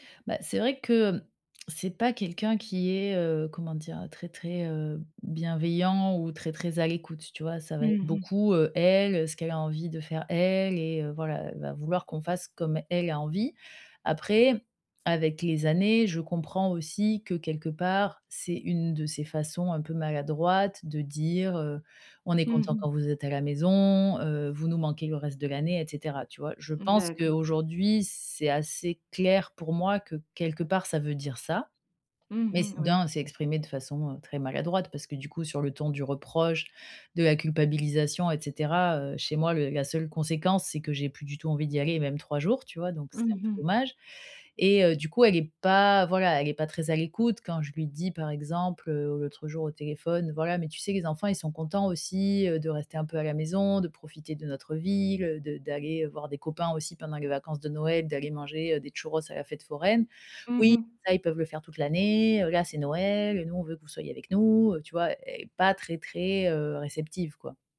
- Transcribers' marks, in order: stressed: "clair"
- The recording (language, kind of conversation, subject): French, advice, Comment dire non à ma famille sans me sentir obligé ?